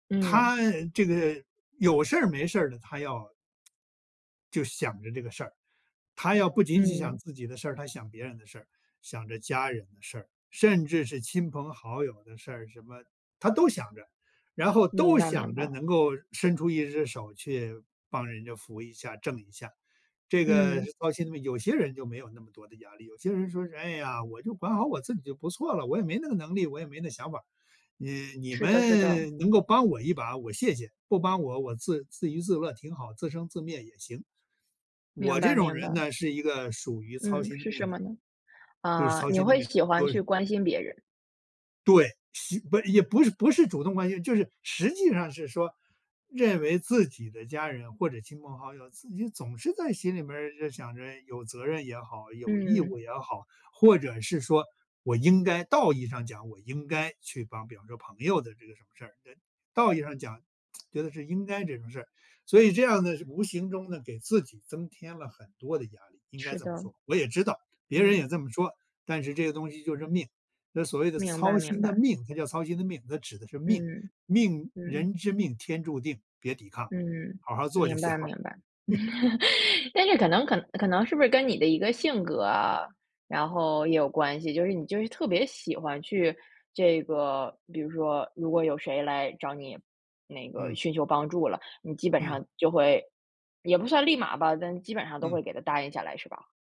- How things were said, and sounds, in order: tapping; other background noise; laughing while speaking: "行了"; laugh; chuckle; laughing while speaking: "但是可能"
- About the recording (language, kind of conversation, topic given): Chinese, podcast, 你通常用哪些方法来管理压力？